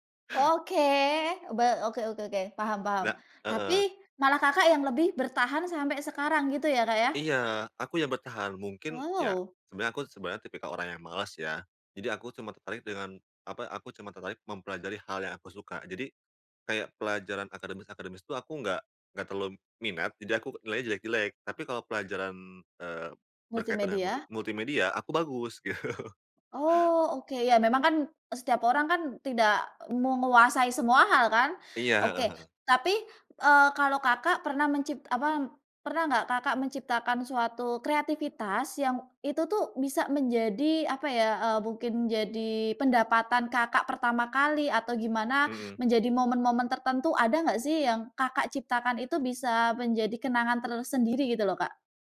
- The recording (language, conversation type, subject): Indonesian, podcast, Bagaimana cara menemukan minat yang dapat bertahan lama?
- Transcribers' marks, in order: laughing while speaking: "gitu"